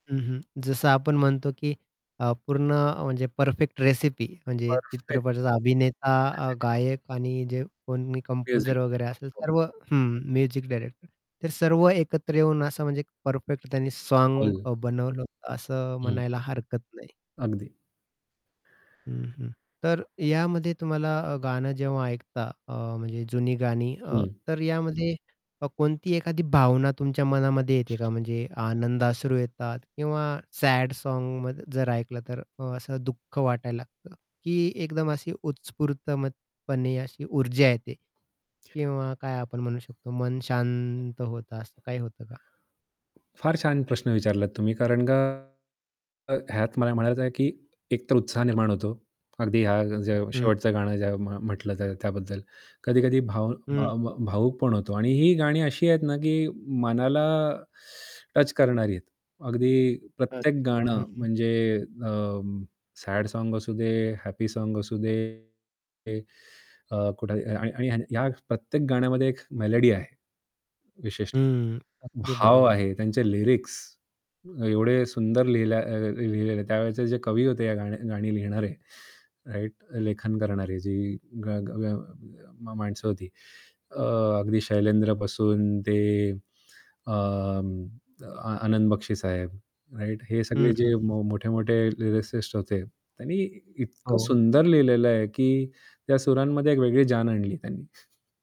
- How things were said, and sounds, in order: tapping; distorted speech; static; unintelligible speech; unintelligible speech; in English: "म्युझिक डायरेक्टर"; unintelligible speech; mechanical hum; other background noise; "उत्स्फूर्तपणे" said as "उत्स्फूर्तमतपणे"; stressed: "शांत"; teeth sucking; in English: "मेलोडी"; in English: "लिरिक्स"; in English: "राइट"; in English: "राइट?"; in English: "लिरिसिस्ट"; chuckle
- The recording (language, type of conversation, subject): Marathi, podcast, कोणते जुने गाणे ऐकल्यावर तुम्हाला लगेच कोणती आठवण येते?